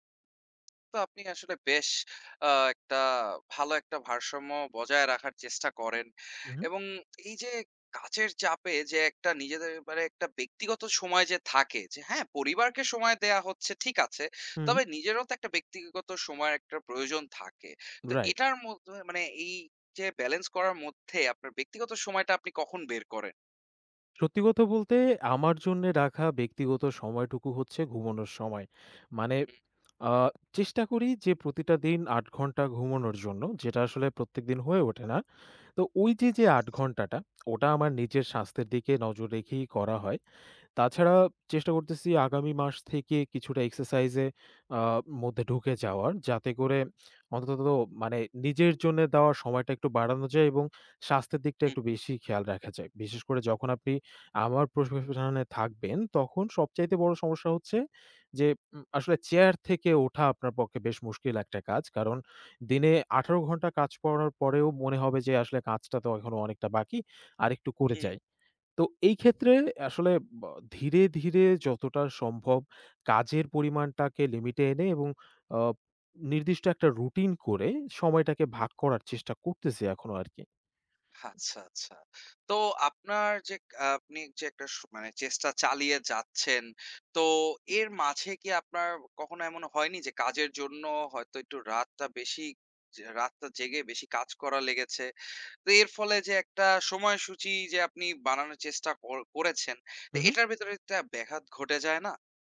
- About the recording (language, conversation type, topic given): Bengali, podcast, কাজ ও ব্যক্তিগত জীবনের ভারসাম্য বজায় রাখতে আপনি কী করেন?
- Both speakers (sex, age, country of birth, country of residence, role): male, 20-24, Bangladesh, Bangladesh, guest; male, 25-29, Bangladesh, Bangladesh, host
- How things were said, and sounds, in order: tapping; lip smack; lip smack; "পেশায়" said as "পসসনে"; "আচ্ছা" said as "হাচ্ছা"; other background noise; horn